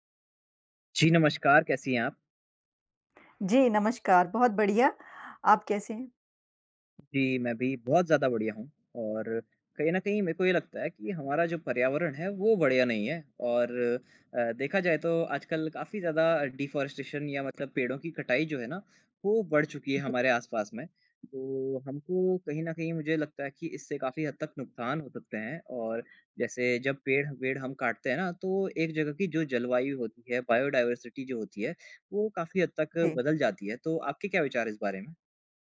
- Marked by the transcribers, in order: in English: "डिफ़ॉरेस्टेशन"; unintelligible speech; in English: "बायोडाइवर्सिटी"
- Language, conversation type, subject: Hindi, unstructured, पेड़ों की कटाई से हमें क्या नुकसान होता है?